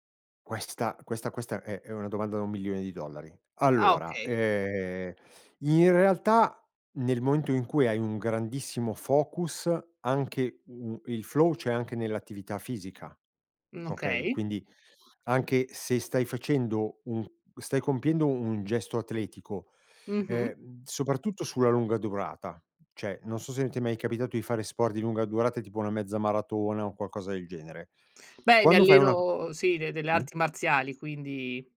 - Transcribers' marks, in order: drawn out: "ehm"; "momento" said as "moento"; in English: "flow"; "cioè" said as "ceh"; tapping
- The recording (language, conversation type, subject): Italian, podcast, Come fai a entrare in uno stato di piena concentrazione, quel momento magico?